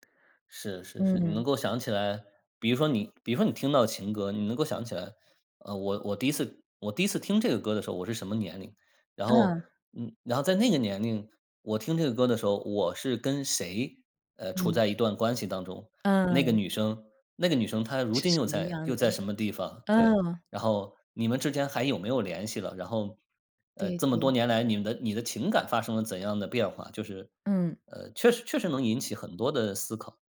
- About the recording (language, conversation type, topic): Chinese, podcast, 家人播放老歌时会勾起你哪些往事？
- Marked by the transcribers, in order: none